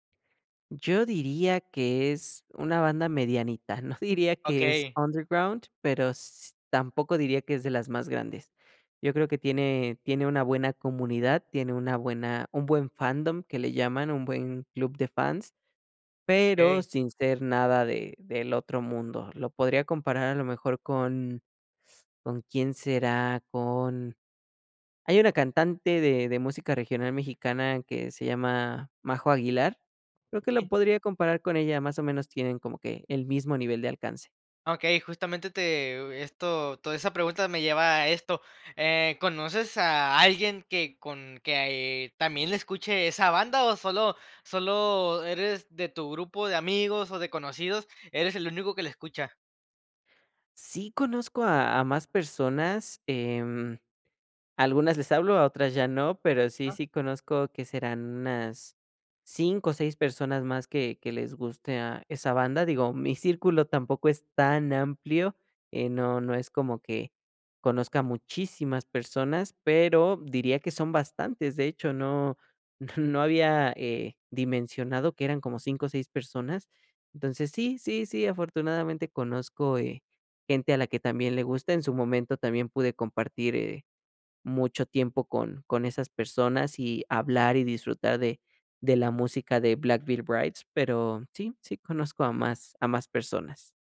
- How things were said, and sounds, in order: laughing while speaking: "no"; in English: "underground"; other noise; laughing while speaking: "no"
- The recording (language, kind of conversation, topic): Spanish, podcast, ¿Qué canción sientes que te definió durante tu adolescencia?